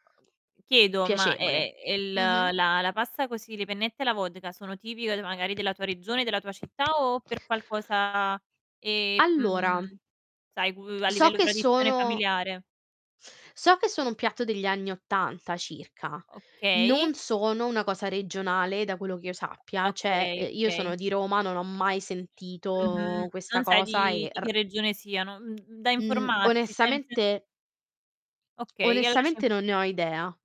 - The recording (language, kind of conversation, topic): Italian, unstructured, C’è un piatto che ti ricorda un momento felice?
- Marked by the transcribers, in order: drawn out: "ehm"; tapping; distorted speech; "Cioè" said as "ceh"; drawn out: "sentito"; "cioè" said as "ceh"